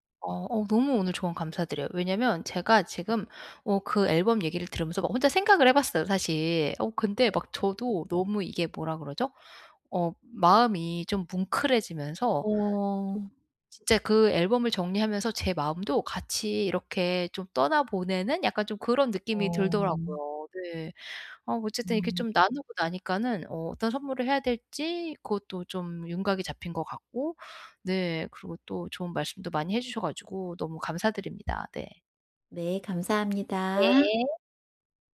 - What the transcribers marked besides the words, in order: other background noise; tapping
- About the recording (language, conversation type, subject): Korean, advice, 떠나기 전에 작별 인사와 감정 정리는 어떻게 준비하면 좋을까요?